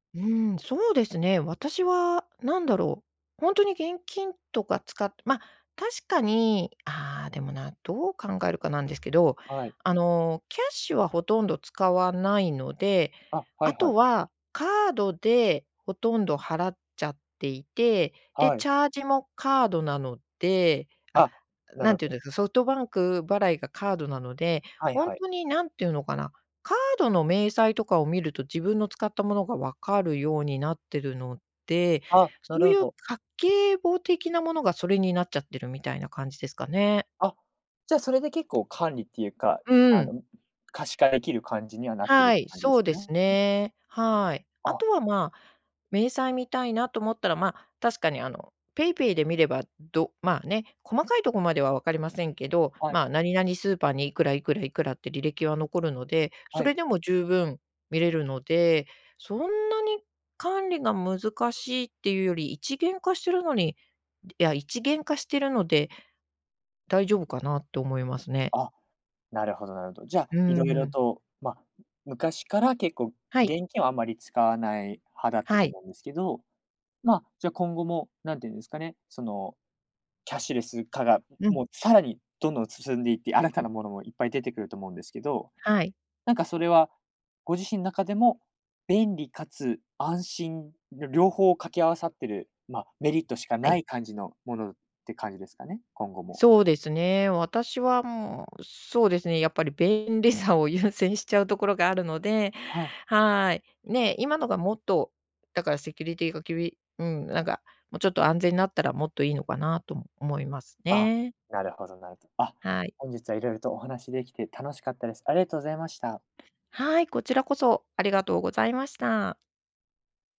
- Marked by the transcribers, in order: tapping; other background noise
- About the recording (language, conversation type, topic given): Japanese, podcast, キャッシュレス化で日常はどのように変わりましたか？